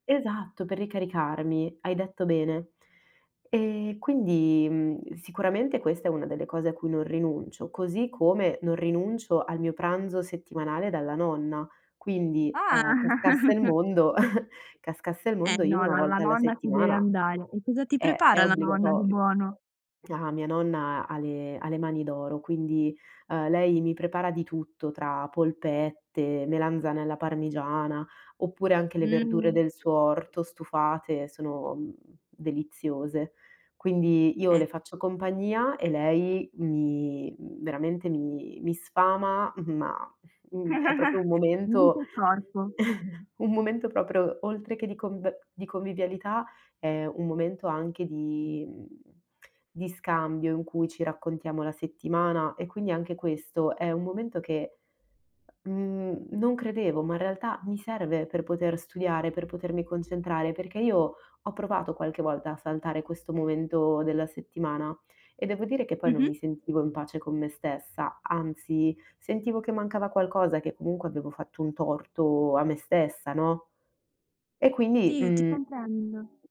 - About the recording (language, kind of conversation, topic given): Italian, podcast, Come riesci a bilanciare lo studio e la vita personale?
- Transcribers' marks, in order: chuckle; other background noise; chuckle; other noise; background speech; chuckle; chuckle